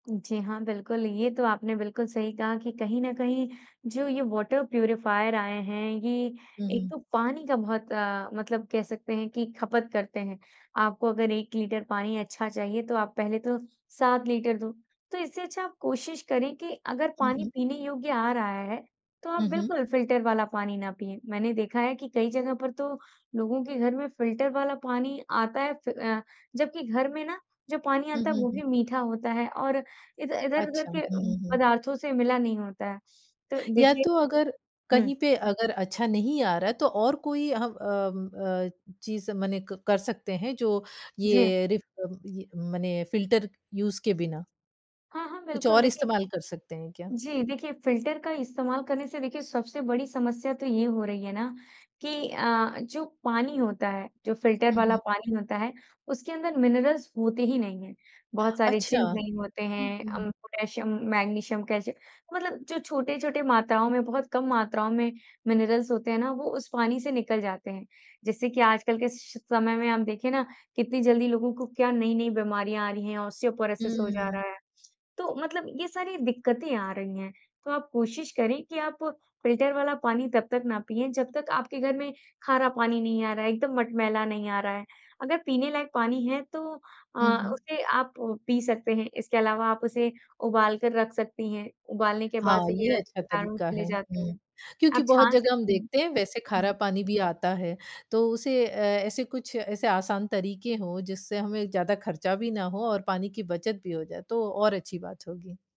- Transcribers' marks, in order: in English: "वाटर प्यूरीफायर"; in English: "यूज़"; in English: "मिनरल्स"; in English: "मिनरल्स"; in English: "ऑस्टियोपोरोसिस"
- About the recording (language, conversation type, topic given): Hindi, podcast, जल संरक्षण करने और रोज़मर्रा में पानी बचाने के आसान तरीके क्या हैं?